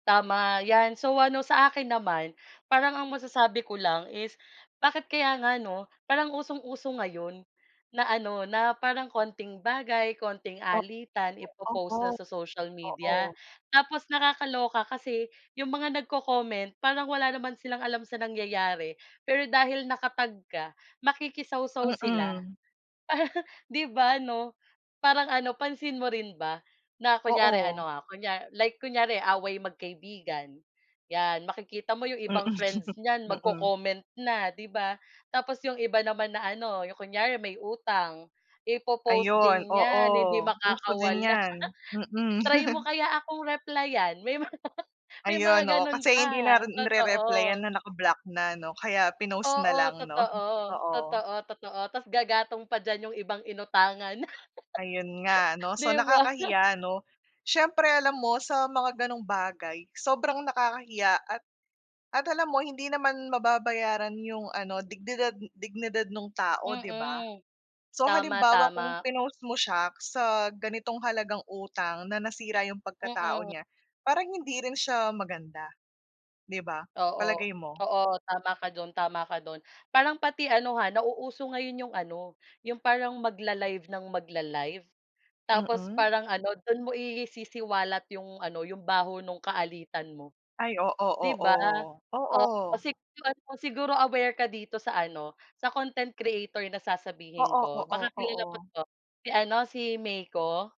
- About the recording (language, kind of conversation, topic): Filipino, unstructured, Ano ang masasabi mo sa mga taong gumagamit ng teknolohiya para siraan ang kapwa?
- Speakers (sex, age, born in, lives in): female, 25-29, Philippines, Philippines; female, 30-34, Philippines, Philippines
- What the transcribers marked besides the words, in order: tapping; chuckle; laughing while speaking: "Mm"; laughing while speaking: "makakawala"; chuckle; laughing while speaking: "mga"; chuckle